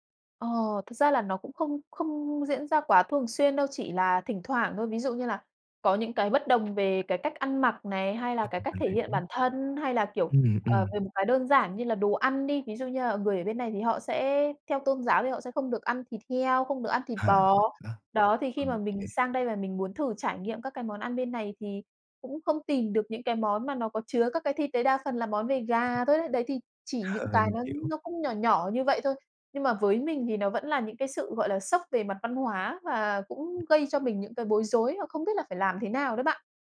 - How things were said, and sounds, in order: tapping; other background noise; laughing while speaking: "Ờ"
- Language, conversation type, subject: Vietnamese, advice, Bạn đã trải nghiệm sốc văn hóa, bối rối về phong tục và cách giao tiếp mới như thế nào?